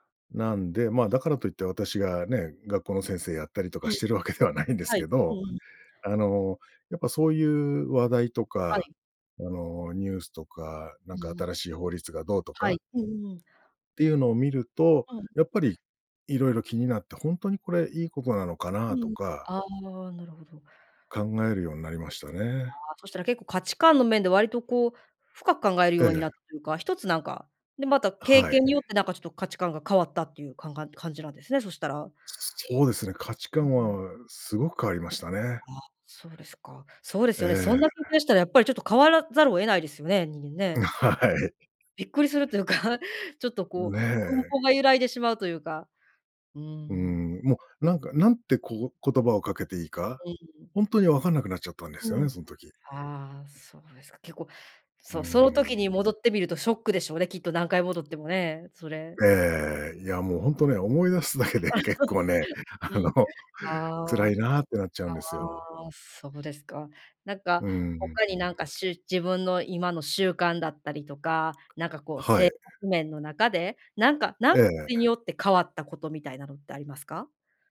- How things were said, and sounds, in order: other background noise; laughing while speaking: "してるわけではない"; laughing while speaking: "ん、はい"; chuckle; laughing while speaking: "思い出すだけで"; chuckle; unintelligible speech
- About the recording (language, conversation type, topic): Japanese, podcast, 旅をきっかけに人生観が変わった場所はありますか？